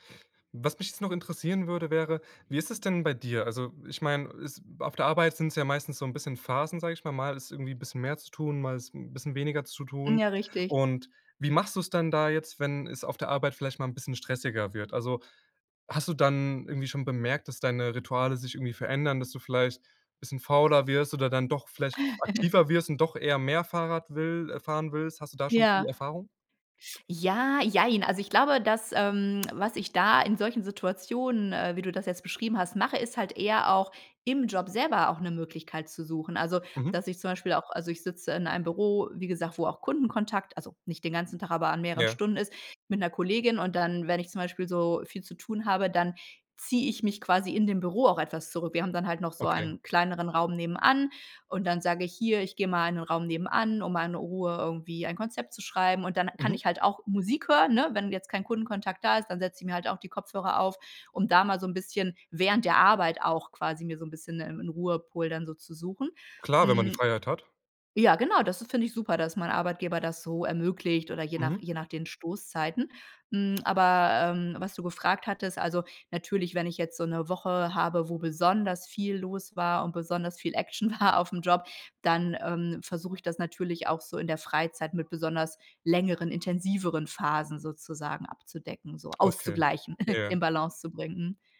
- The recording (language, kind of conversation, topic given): German, podcast, Wie schaffst du die Balance zwischen Arbeit und Privatleben?
- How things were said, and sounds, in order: chuckle; laughing while speaking: "war"; chuckle